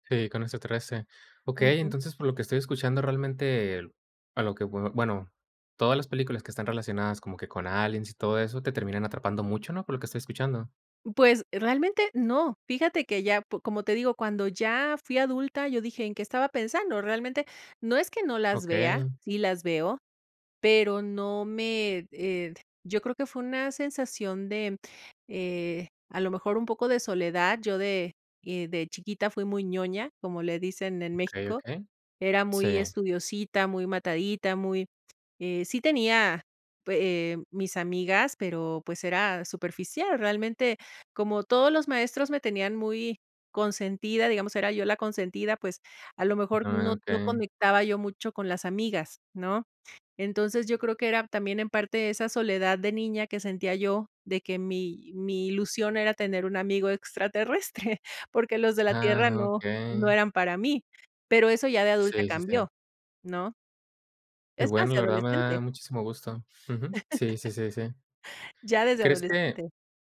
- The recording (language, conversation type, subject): Spanish, podcast, ¿Puedes contarme sobre una película que te marcó?
- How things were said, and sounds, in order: chuckle; laugh